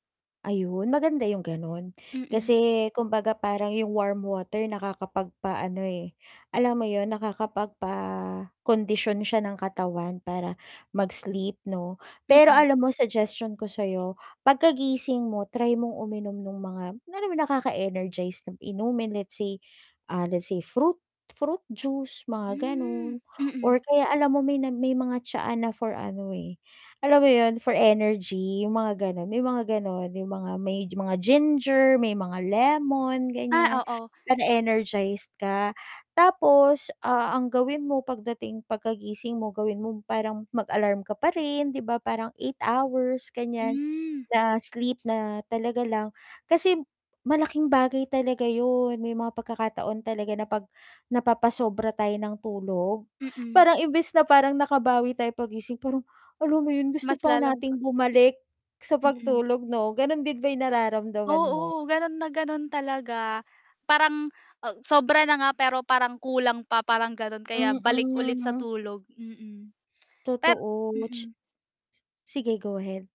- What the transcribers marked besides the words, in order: tapping; distorted speech
- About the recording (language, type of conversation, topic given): Filipino, advice, Bakit pagod pa rin ako kahit nakatulog na ako, at ano ang maaari kong gawin?